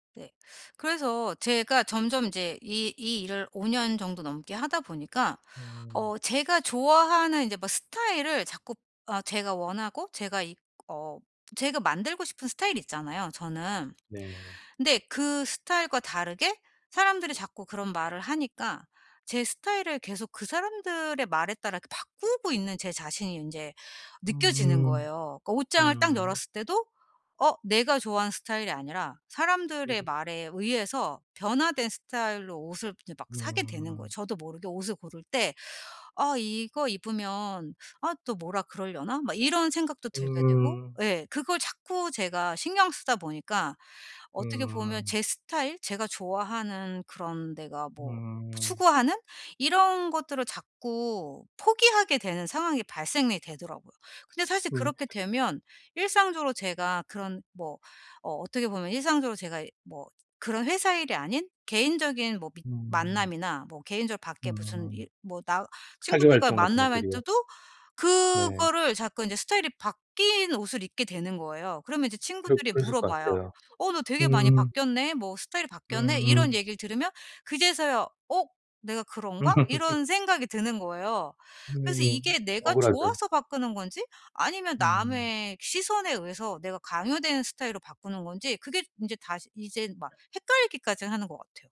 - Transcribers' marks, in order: other background noise; tapping; laugh
- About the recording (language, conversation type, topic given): Korean, advice, 사회적 시선을 신경 쓰지 않고 나다움을 자연스럽게 표현하려면 어떻게 해야 할까요?